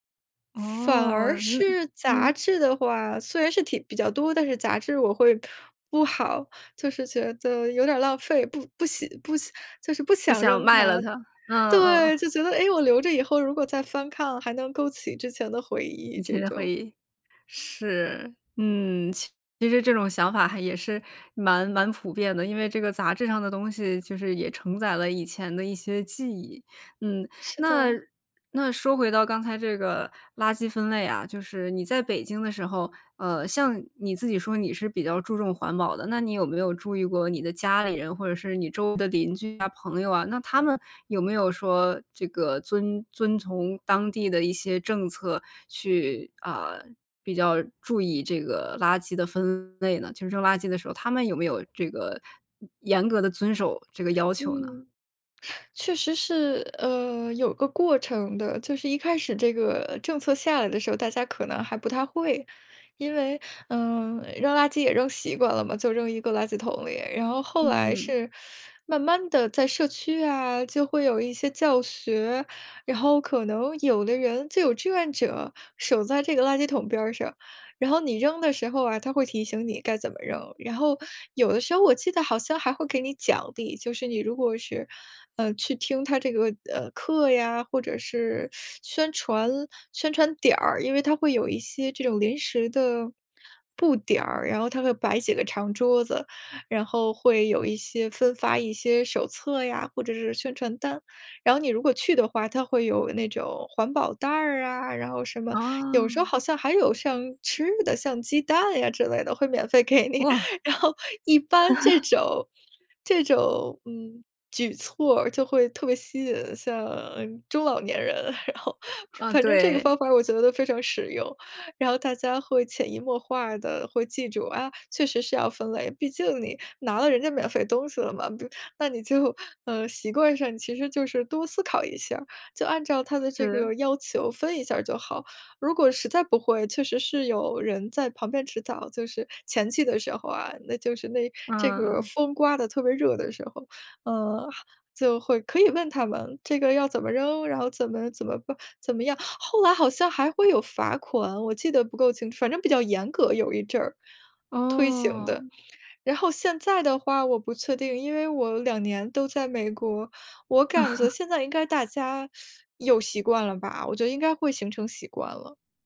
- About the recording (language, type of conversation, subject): Chinese, podcast, 垃圾分类给你的日常生活带来了哪些变化？
- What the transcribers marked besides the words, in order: laughing while speaking: "给你。然后"; laugh; laughing while speaking: "然后"; chuckle; teeth sucking